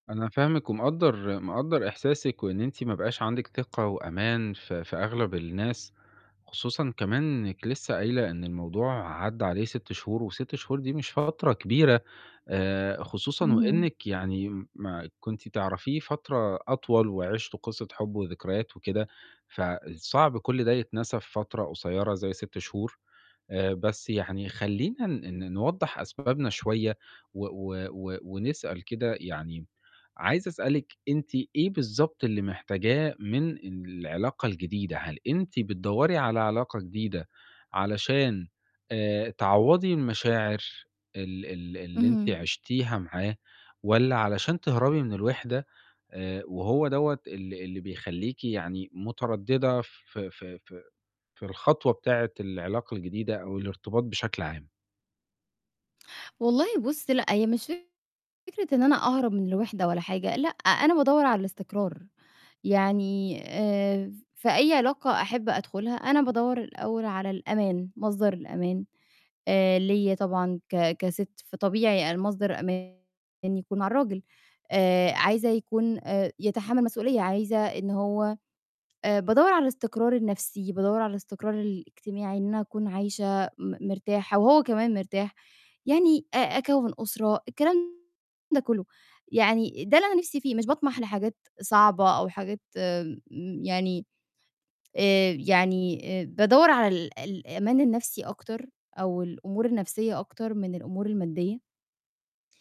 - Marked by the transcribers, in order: distorted speech
- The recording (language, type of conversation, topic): Arabic, advice, إزاي أتغلب على خوفي من إني أدخل علاقة جديدة بسرعة عشان أنسى اللي فات؟